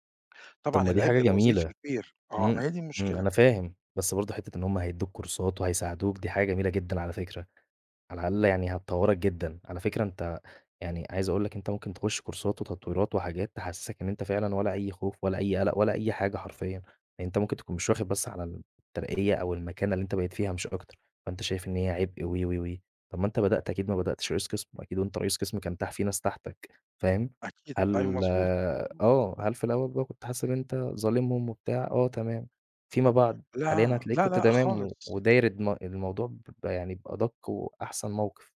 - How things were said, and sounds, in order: in English: "كورسات"; in English: "كورسات"; tapping
- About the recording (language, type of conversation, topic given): Arabic, advice, إزاي أستعد للترقية وأتعامل مع مسؤولياتي الجديدة في الشغل؟
- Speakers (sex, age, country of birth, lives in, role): male, 20-24, Egypt, Egypt, advisor; male, 50-54, Egypt, Portugal, user